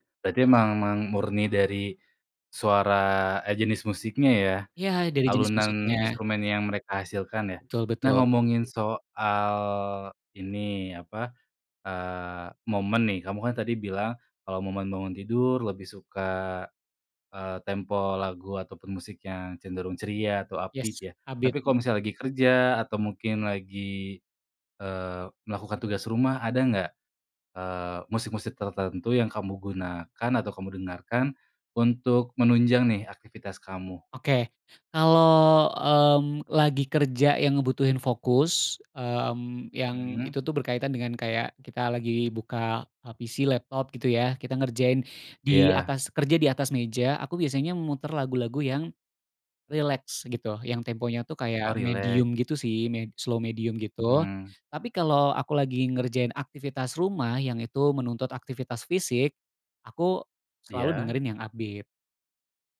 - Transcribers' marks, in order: other background noise; in English: "upbeat"; in English: "upbeat"; put-on voice: "PC"; "rileks" said as "rilek"; in English: "slow"; in English: "upbeat"
- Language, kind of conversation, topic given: Indonesian, podcast, Bagaimana musik memengaruhi suasana hatimu sehari-hari?